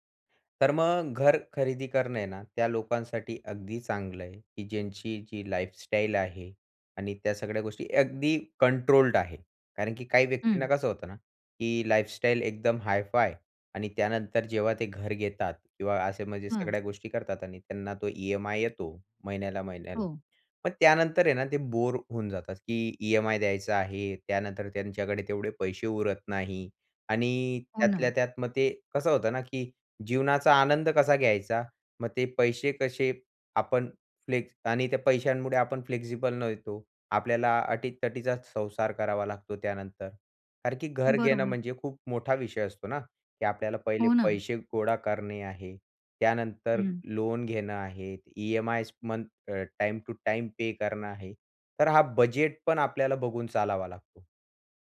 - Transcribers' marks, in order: in English: "लाईफस्टाईल"; in English: "कंट्रोल्ड"; in English: "लाईफस्टाईल"; other background noise; in English: "फ्लेक्स"; in English: "फ्लेक्सिबल"; "नव्हतो" said as "नयतो"; in English: "टाइम टू टाइम पे"
- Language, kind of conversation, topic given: Marathi, podcast, घर खरेदी करायची की भाडेतत्त्वावर राहायचं हे दीर्घकालीन दृष्टीने कसं ठरवायचं?
- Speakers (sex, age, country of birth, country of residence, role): female, 45-49, India, India, host; male, 20-24, India, India, guest